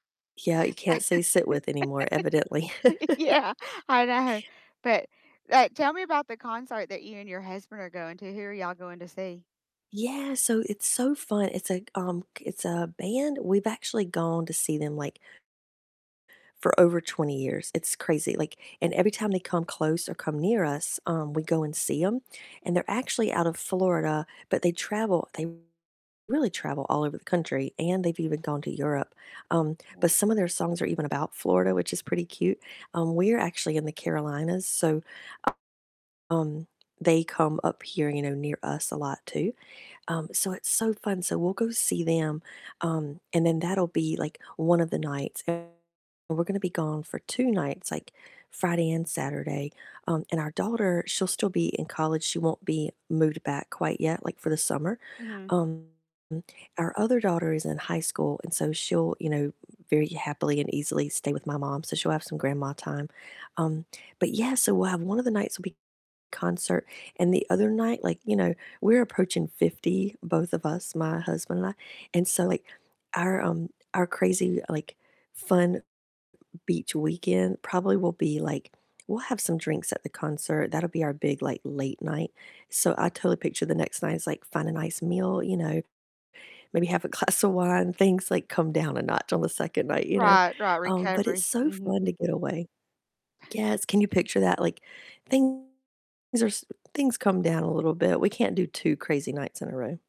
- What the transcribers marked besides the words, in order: laugh; laughing while speaking: "Yeah, I know"; laugh; other background noise; distorted speech; laughing while speaking: "glass"
- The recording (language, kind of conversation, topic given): English, unstructured, What weekend plans are you most excited about—your realistic ones or your dream ones?